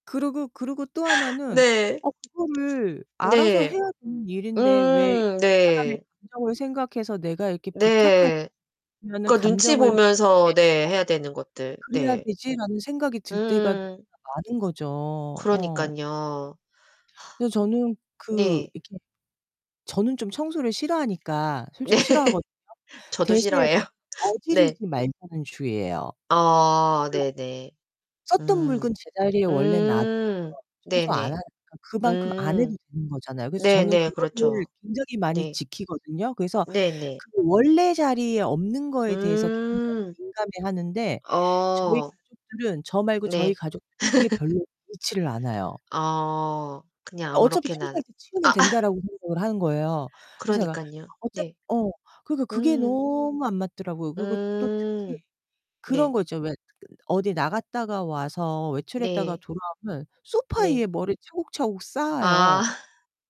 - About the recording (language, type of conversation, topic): Korean, unstructured, 같이 사는 사람이 청소를 하지 않을 때 어떻게 설득하시겠어요?
- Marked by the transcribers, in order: laugh; other background noise; distorted speech; unintelligible speech; tapping; unintelligible speech; sigh; laughing while speaking: "네"; laugh; unintelligible speech; laugh; laugh; laugh